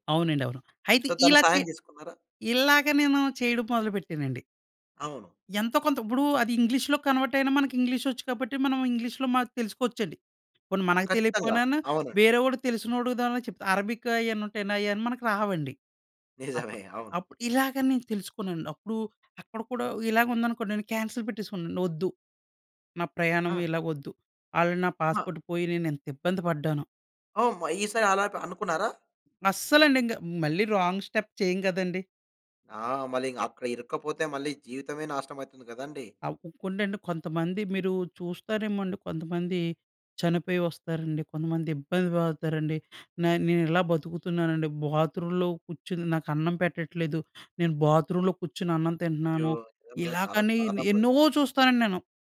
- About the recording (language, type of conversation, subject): Telugu, podcast, పాస్‌పోర్టు లేదా ఫోన్ కోల్పోవడం వల్ల మీ ప్రయాణం ఎలా మారింది?
- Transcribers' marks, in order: in English: "సో"; in English: "కన్వర్ట్"; chuckle; in English: "కాన్సెల్"; in English: "ఆల్రెడీ"; in English: "పాస్‌పోర్ట్"; in English: "రాంగ్ స్టెప్"; in English: "బాత్రూమ్‌లో"; in English: "బాత్రూమ్‌లో"; tapping